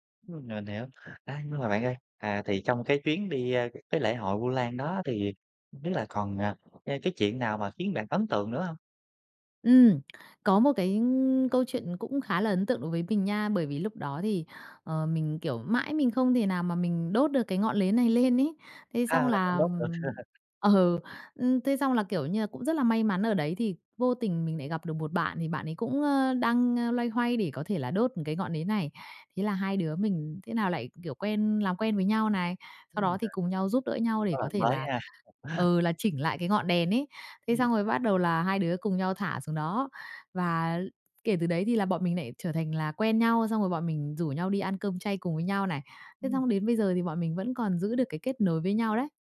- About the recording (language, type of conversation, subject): Vietnamese, podcast, Bạn có thể kể về một lần bạn thử tham gia lễ hội địa phương không?
- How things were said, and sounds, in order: tapping; other background noise; "nến" said as "lến"; laughing while speaking: "ờ"; laugh; laugh